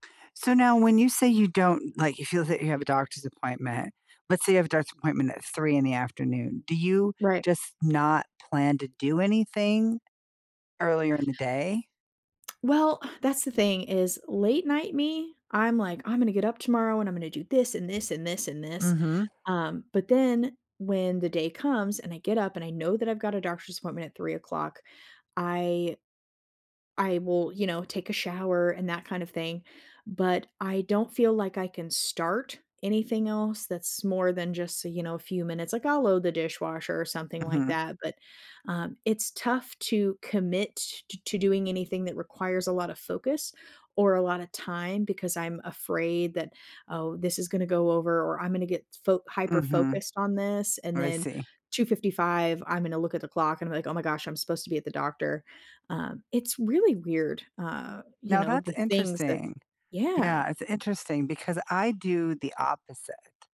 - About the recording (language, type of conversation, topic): English, unstructured, Which voice in my head should I trust for a tough decision?
- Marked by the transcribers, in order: tapping